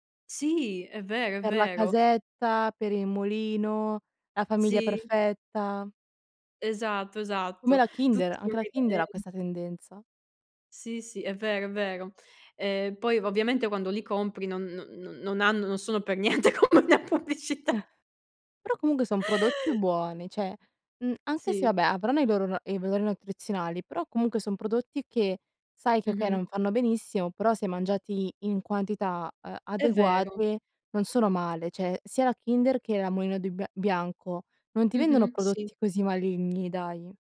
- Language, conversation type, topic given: Italian, unstructured, Pensi che la pubblicità inganni sul valore reale del cibo?
- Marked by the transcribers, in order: unintelligible speech; laughing while speaking: "per niente come la pubblicità"; other noise; "cioè" said as "ceh"; "vabbè" said as "abbè"; "cioè" said as "ceh"